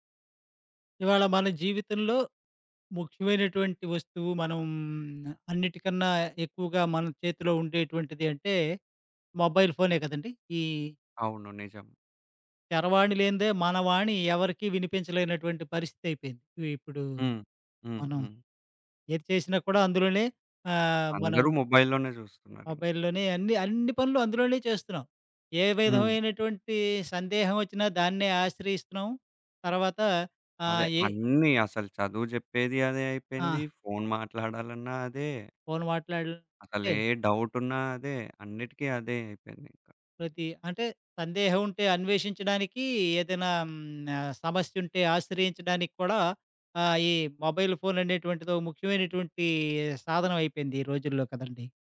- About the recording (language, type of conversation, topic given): Telugu, podcast, దృష్టి నిలబెట్టుకోవడానికి మీరు మీ ఫోన్ వినియోగాన్ని ఎలా నియంత్రిస్తారు?
- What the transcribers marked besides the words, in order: in English: "మొబైల్"; in English: "మొబై‌ల్‌లోనే"; in English: "మొబైల్‌లోనే"; "మాట్లాడితే" said as "మాట్లాడిల్‌తే"